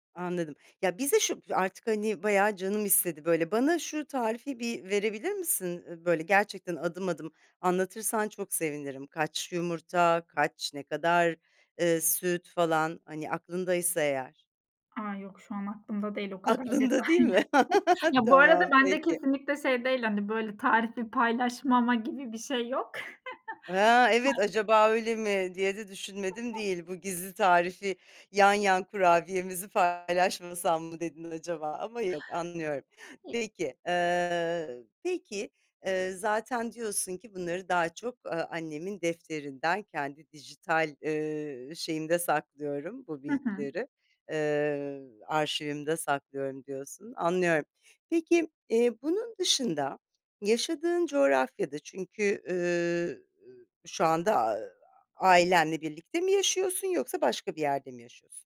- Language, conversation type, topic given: Turkish, podcast, Aile tariflerini nasıl saklıyor ve nasıl paylaşıyorsun?
- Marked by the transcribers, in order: other background noise; laughing while speaking: "Aklında değil mi? Tamam peki"; chuckle; chuckle; unintelligible speech